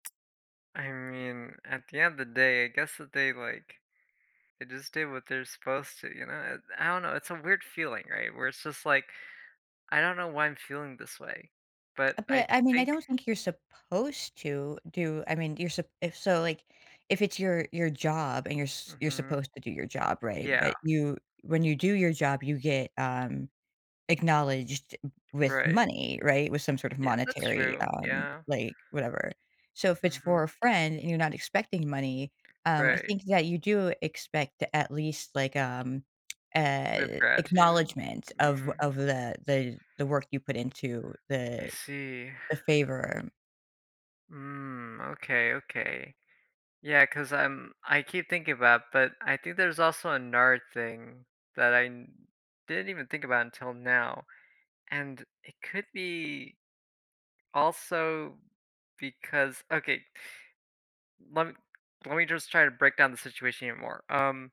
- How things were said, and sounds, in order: tapping; other background noise; tsk; sigh
- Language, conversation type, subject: English, advice, How can I express my feelings when I feel unappreciated after helping someone?
- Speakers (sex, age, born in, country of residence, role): female, 45-49, United States, United States, advisor; male, 20-24, United States, United States, user